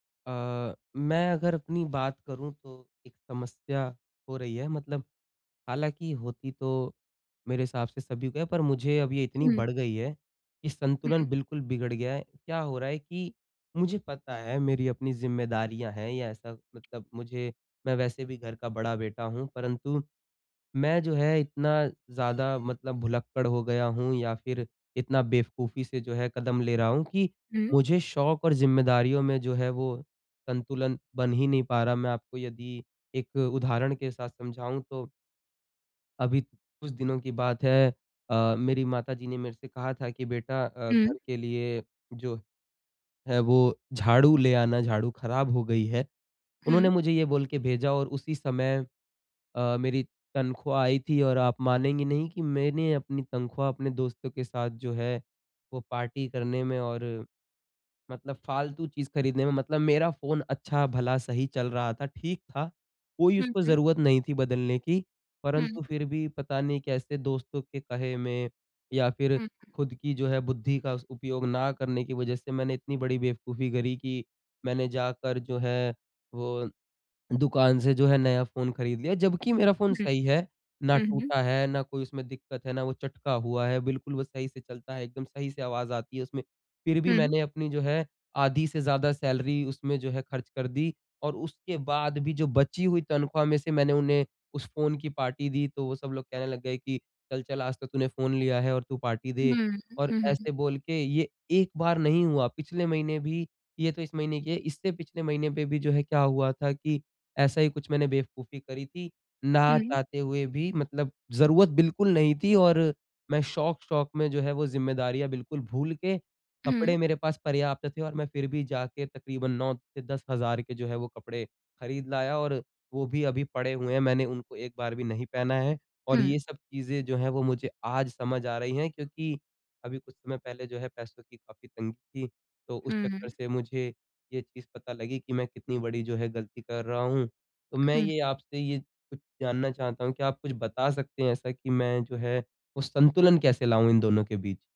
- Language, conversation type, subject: Hindi, advice, मैं अपने शौक और घर की जिम्मेदारियों के बीच संतुलन कैसे बना सकता/सकती हूँ?
- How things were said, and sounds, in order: horn; tapping; in English: "सैलरी"